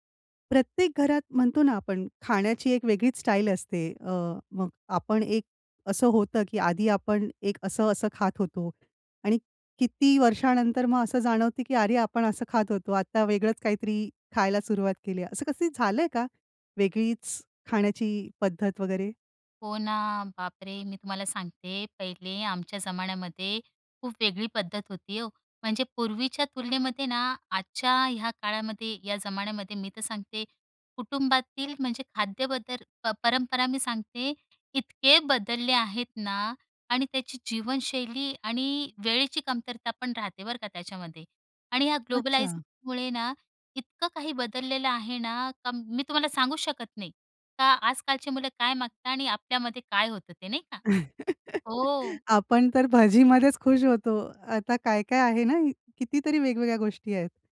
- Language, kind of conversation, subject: Marathi, podcast, कुटुंबातील खाद्य परंपरा कशी बदलली आहे?
- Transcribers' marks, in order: in English: "स्टाईल"; in English: "ग्लोबलायीजमुळे"; laugh